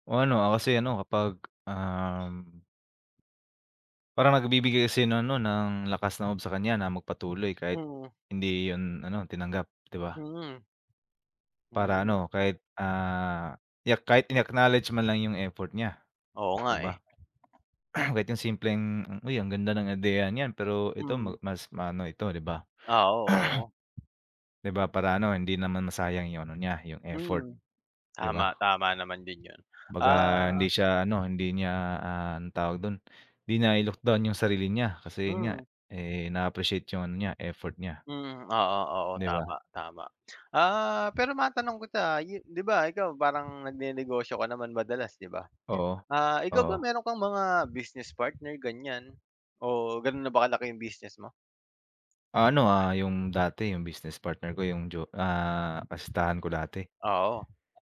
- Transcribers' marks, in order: other background noise; throat clearing; throat clearing; tapping; wind
- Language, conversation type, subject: Filipino, unstructured, Ano ang nararamdaman mo kapag binabalewala ng iba ang mga naiambag mo?